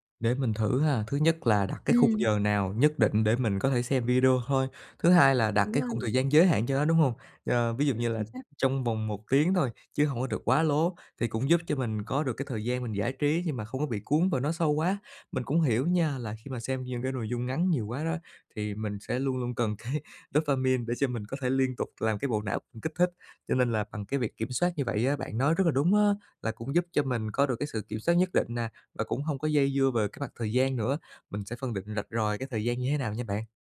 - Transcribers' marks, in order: unintelligible speech; laughing while speaking: "cái"; in English: "dopamine"; tapping
- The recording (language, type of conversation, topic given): Vietnamese, advice, Làm thế nào để tránh bị xao nhãng khi đang thư giãn, giải trí?